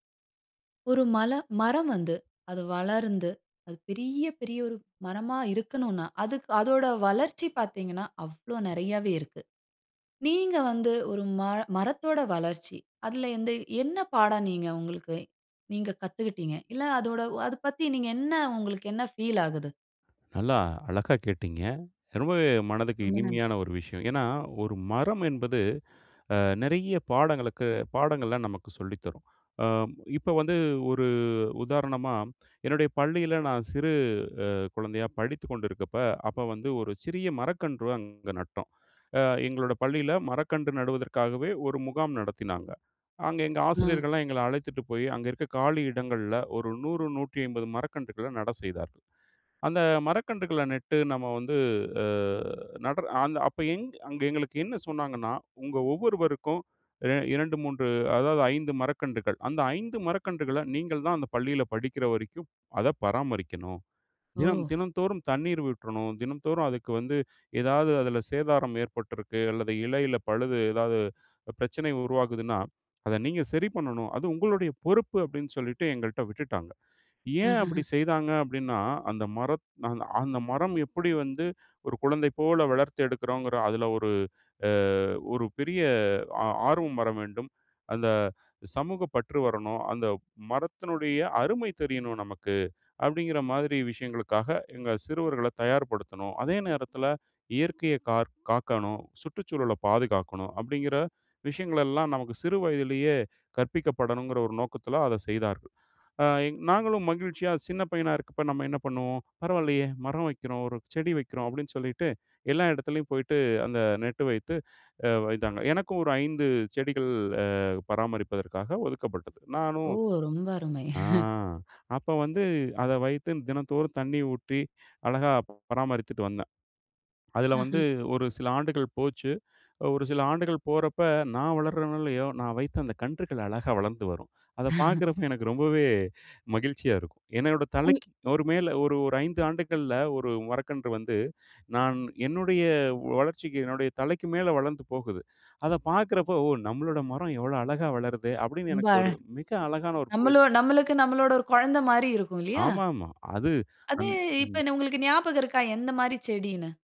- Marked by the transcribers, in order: other background noise; laugh; drawn out: "ஆ"; chuckle; laughing while speaking: "பாக்குறப்போ எனக்கு ரொம்பவே"; chuckle; unintelligible speech
- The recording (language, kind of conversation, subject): Tamil, podcast, ஒரு மரம் நீண்ட காலம் வளர்ந்து நிலைத்து நிற்பதில் இருந்து நாம் என்ன பாடம் கற்றுக்கொள்ளலாம்?